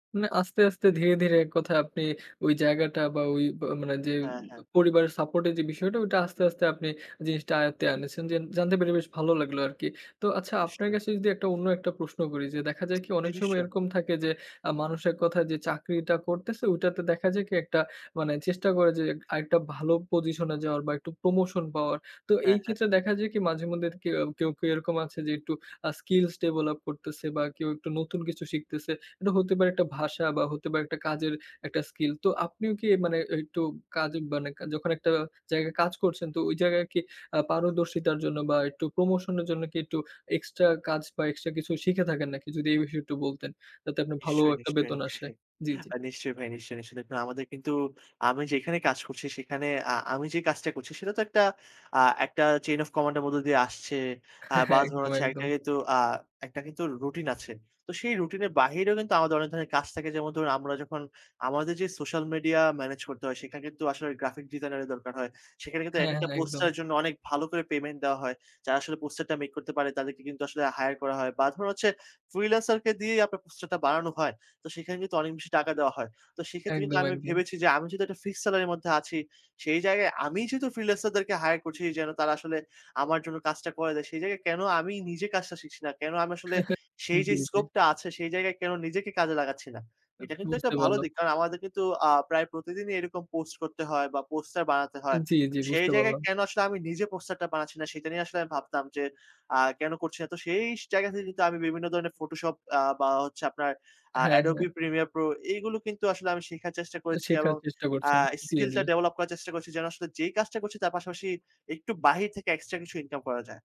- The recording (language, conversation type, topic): Bengali, podcast, ভালো বেতন না ভালো কাজ—আপনি কোনটি বেছে নেবেন?
- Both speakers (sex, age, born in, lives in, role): male, 20-24, Bangladesh, Bangladesh, host; male, 50-54, Bangladesh, Bangladesh, guest
- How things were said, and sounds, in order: "এনেছেন" said as "আনেছেন"; in English: "skills develop"; in English: "chain of command"; laughing while speaking: "একদম, একদম"; in English: "social media manage"; in English: "graphic designer"; in English: "payment"; in English: "make"; in English: "freelancer"; in English: "fixed salary"; in English: "freelancer"; chuckle; in English: "scope"; in English: "post"; drawn out: "সেই"; in English: "skill"; in English: "develop"; stressed: "বাহির"